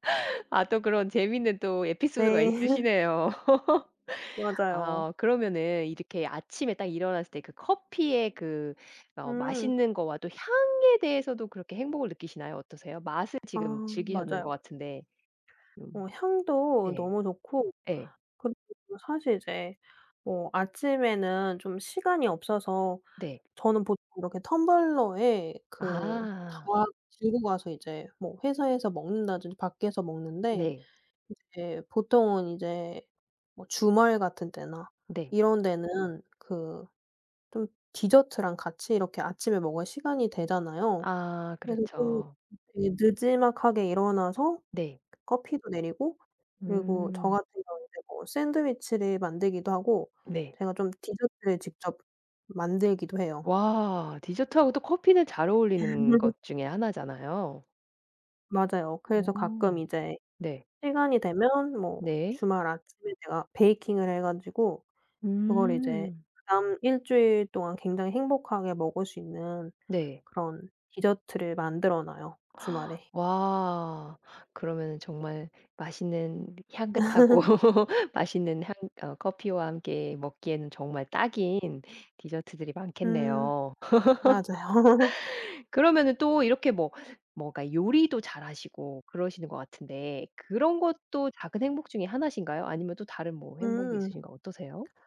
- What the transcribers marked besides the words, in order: laugh; other background noise; tapping; laugh; gasp; laugh; laugh; laugh
- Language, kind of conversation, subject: Korean, podcast, 집에서 느끼는 작은 행복은 어떤 건가요?